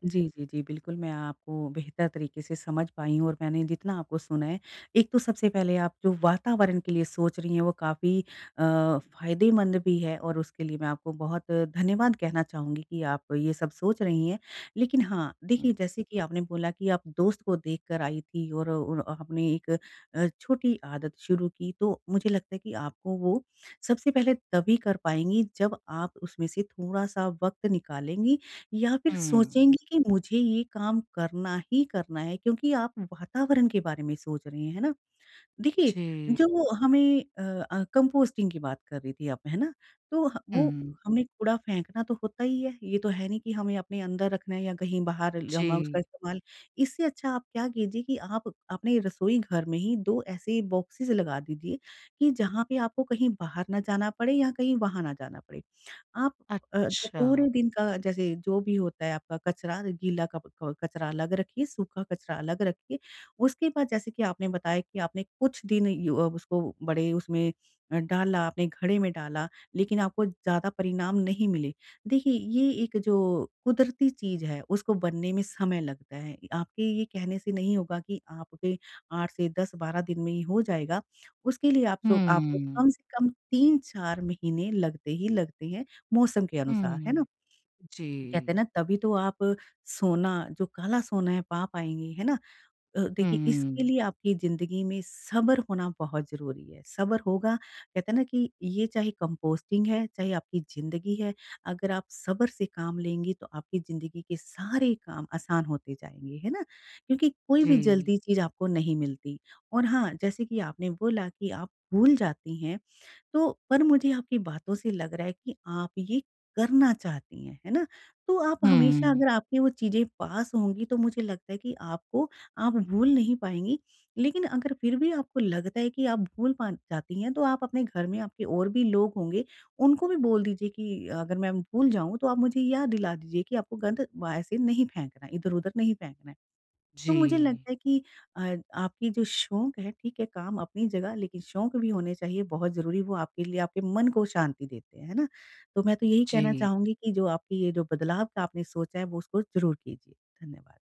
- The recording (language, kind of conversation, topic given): Hindi, advice, निरंतर बने रहने के लिए मुझे कौन-से छोटे कदम उठाने चाहिए?
- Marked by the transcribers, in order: in English: "कंपोस्टिंग"; in English: "बॉक्सेस"; in English: "कंपोस्टिंग"